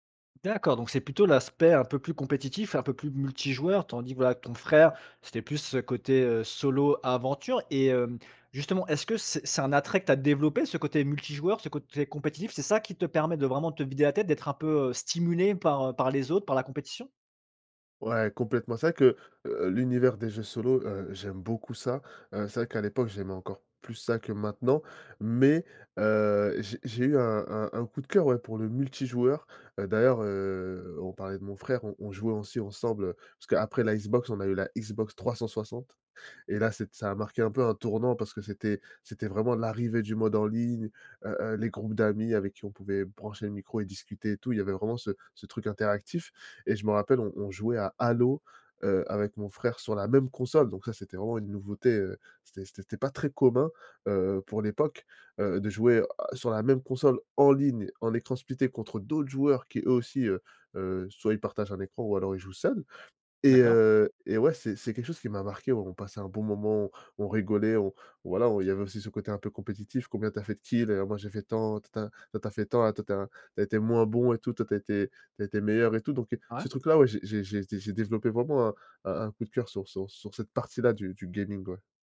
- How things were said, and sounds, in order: drawn out: "heu"; stressed: "en ligne"; in English: "splitté"; in English: "kills ?"; stressed: "partie-là"; in English: "gaming"
- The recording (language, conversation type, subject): French, podcast, Quel est un hobby qui t’aide à vider la tête ?